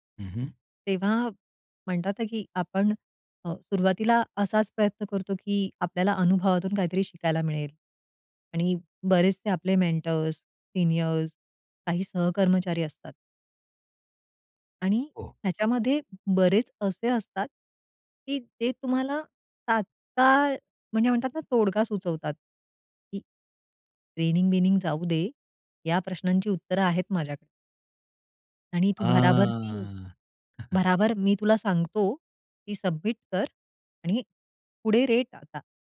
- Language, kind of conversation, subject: Marathi, podcast, तात्काळ समाधान आणि दीर्घकालीन वाढ यांचा तोल कसा सांभाळतोस?
- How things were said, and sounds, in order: in English: "मेंटोर्स, सिनीयर्स"; drawn out: "आह"; unintelligible speech; chuckle; in English: "सबमिट"